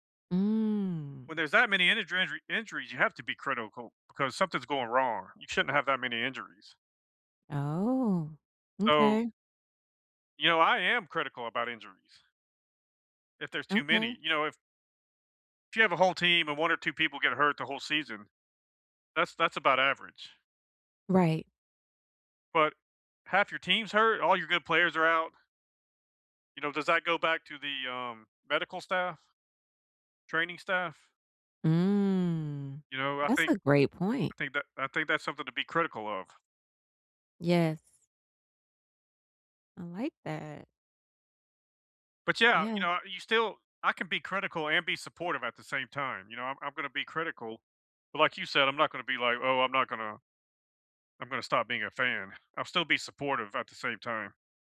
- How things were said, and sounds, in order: drawn out: "Mm"; drawn out: "Oh"; drawn out: "Mm"
- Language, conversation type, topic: English, unstructured, How do you balance being a supportive fan and a critical observer when your team is struggling?